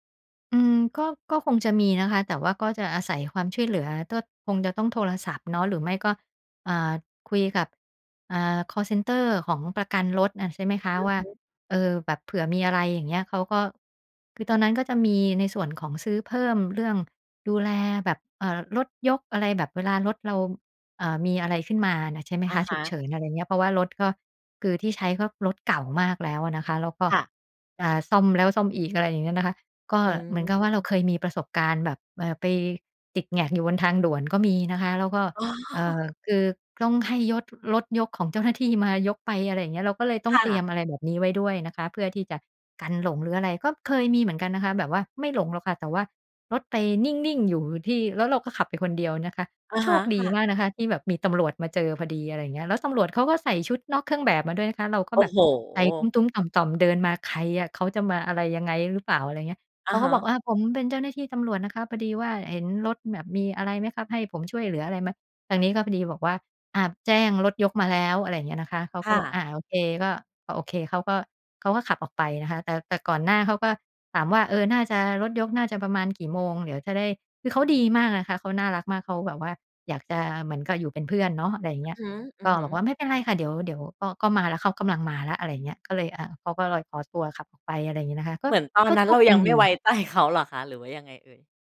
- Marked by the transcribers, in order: laughing while speaking: "เจ้าหน้าที่"; laughing while speaking: "อ๋อ"; other background noise; laughing while speaking: "เขา"
- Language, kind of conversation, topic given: Thai, podcast, การหลงทางเคยสอนอะไรคุณบ้าง?